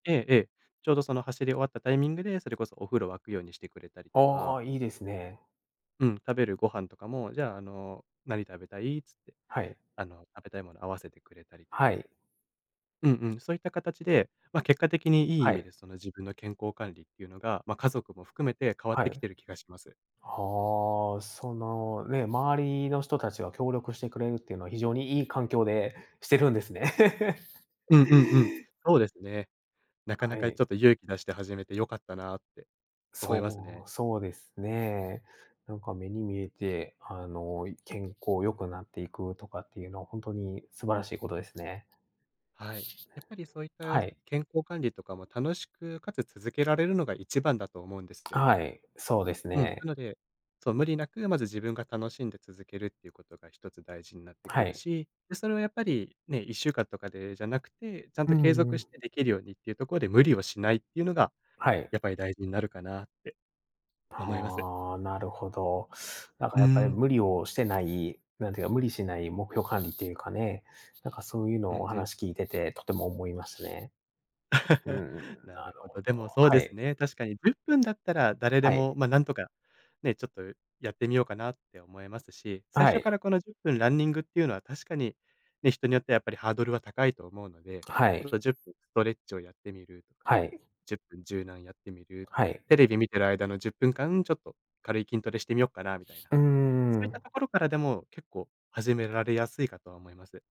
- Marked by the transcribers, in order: giggle; other background noise; tongue click; giggle; lip smack
- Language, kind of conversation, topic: Japanese, podcast, 時間がないとき、健康管理はどうしていますか？